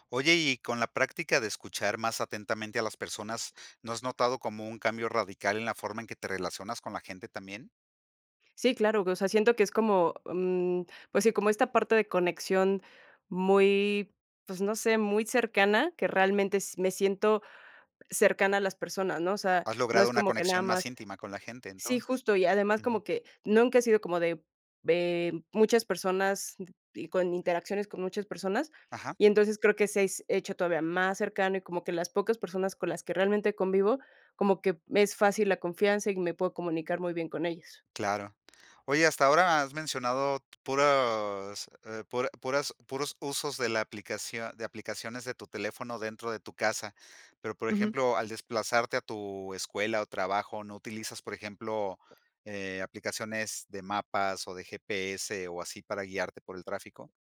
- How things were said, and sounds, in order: none
- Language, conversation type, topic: Spanish, podcast, ¿Cómo usas el celular en tu día a día?